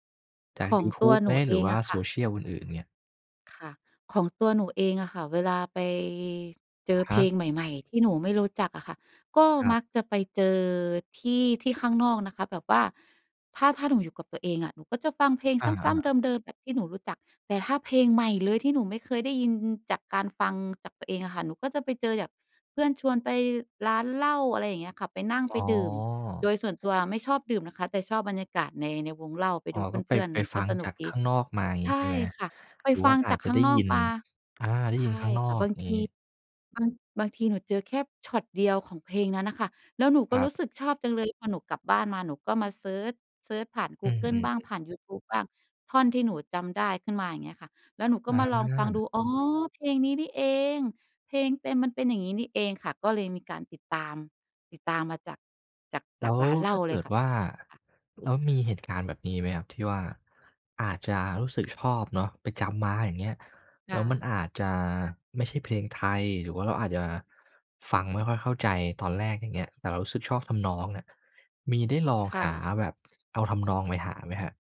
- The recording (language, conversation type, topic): Thai, podcast, คุณมักค้นพบเพลงใหม่จากที่ไหนบ่อยสุด?
- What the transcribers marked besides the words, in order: none